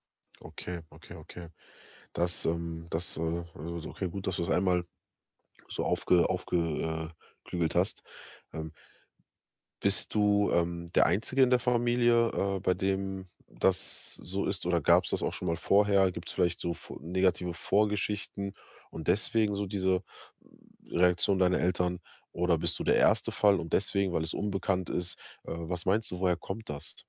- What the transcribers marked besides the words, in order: none
- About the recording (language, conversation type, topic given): German, advice, Wie kann ich mit Konflikten mit meinen Eltern über meine Lebensentscheidungen wie Job, Partner oder Wohnort umgehen?